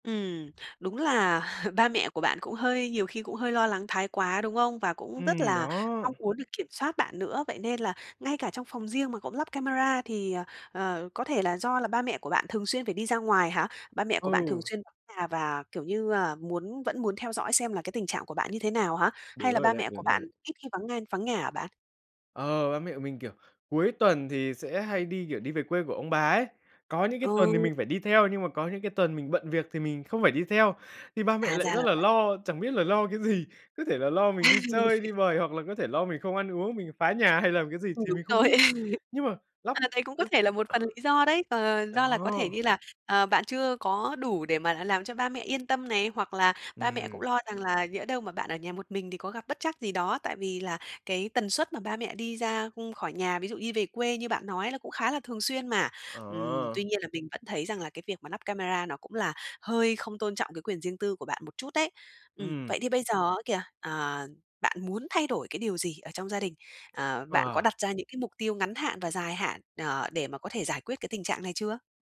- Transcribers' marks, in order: other background noise; chuckle; laugh; laugh; tapping
- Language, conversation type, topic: Vietnamese, advice, Làm thế nào để xử lý khi ranh giới và quyền riêng tư của bạn không được tôn trọng trong nhà?